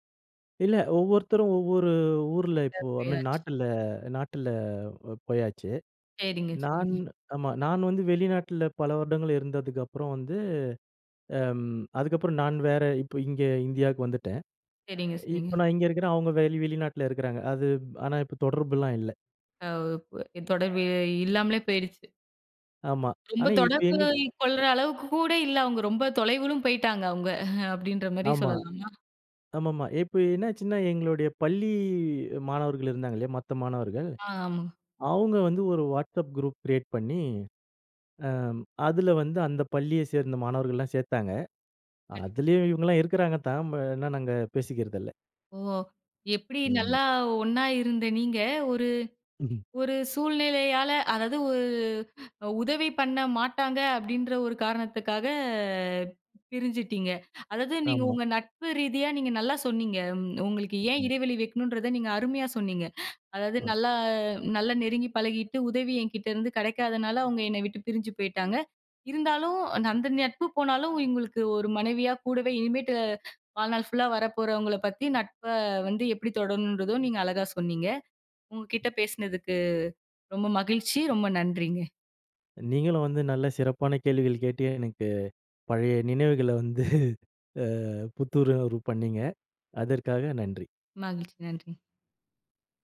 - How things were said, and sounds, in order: in English: "ஐ மீன்"; other background noise; other noise; chuckle; drawn out: "பள்ளி"; in English: "WhatsApp குரூப் கிரியேட்"; unintelligible speech; inhale; "அந்த" said as "நந்த"; inhale; laughing while speaking: "வந்து"; "புத்துணர்வு" said as "புத்துறணர்வு"
- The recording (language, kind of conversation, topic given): Tamil, podcast, நண்பர்கள் இடையே எல்லைகள் வைத்துக் கொள்ள வேண்டுமா?